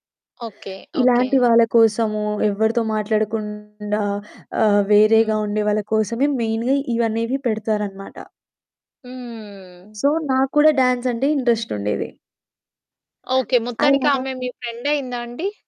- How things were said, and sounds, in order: distorted speech; in English: "మెయిన్‌గా"; other background noise; in English: "సో"; in English: "డాన్స్"; in English: "ఇంట్రెస్ట్"
- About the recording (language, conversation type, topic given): Telugu, podcast, కొత్త చోటికి వెళ్లినప్పుడు మీరు కొత్త పరిచయాలు ఎలా పెంచుకున్నారు?